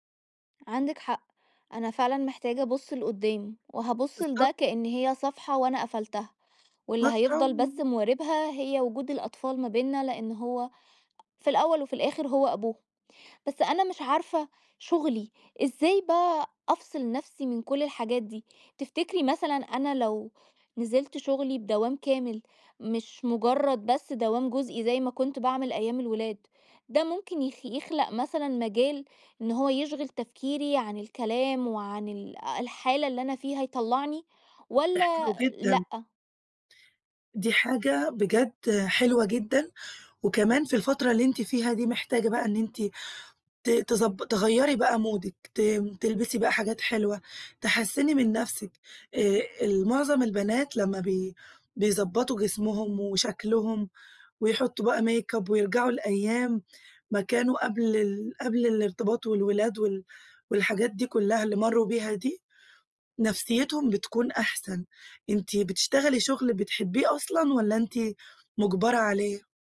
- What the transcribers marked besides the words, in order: tapping; in English: "مودِك"; in English: "make up"
- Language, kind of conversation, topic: Arabic, advice, إزاي الانفصال أثّر على أدائي في الشغل أو الدراسة؟